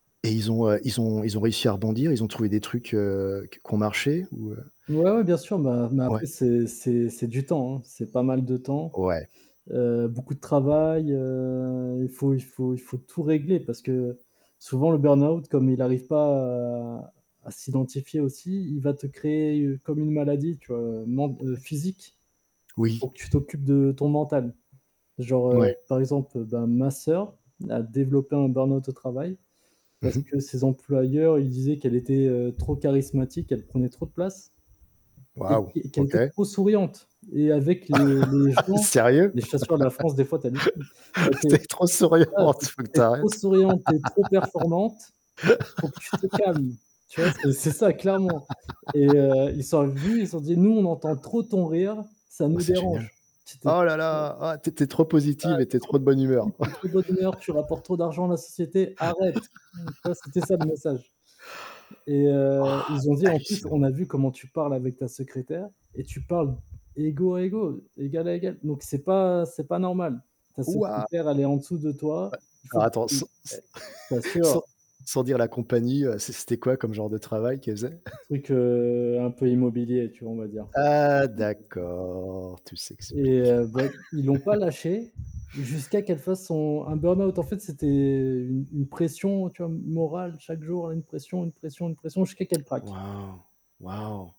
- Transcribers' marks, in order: mechanical hum; other background noise; static; chuckle; distorted speech; chuckle; laughing while speaking: "Tu es trop souriante, faut que tu arrêtes"; laugh; unintelligible speech; unintelligible speech; unintelligible speech; laugh; chuckle; unintelligible speech; chuckle; drawn out: "Ah d'accord"; unintelligible speech; chuckle; tapping
- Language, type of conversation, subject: French, unstructured, Comment prends-tu soin de ta santé mentale ?